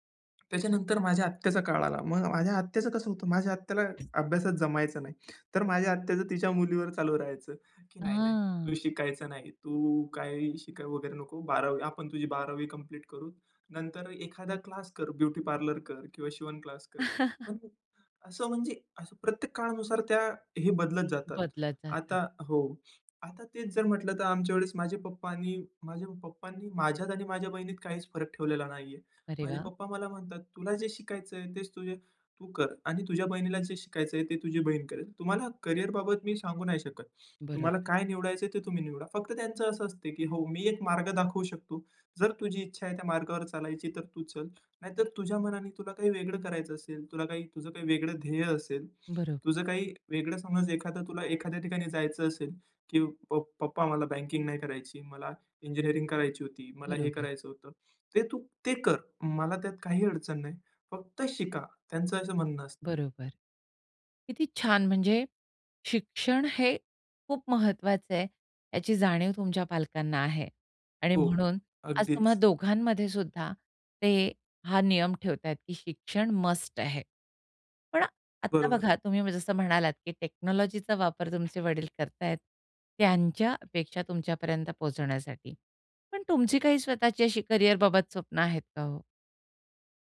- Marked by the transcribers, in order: other background noise; drawn out: "आं"; in English: "कंप्लीट"; chuckle; other noise; in English: "टेक्नॉलॉजीचा"; tapping
- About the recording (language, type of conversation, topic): Marathi, podcast, तुमच्या घरात करिअरबाबत अपेक्षा कशा असतात?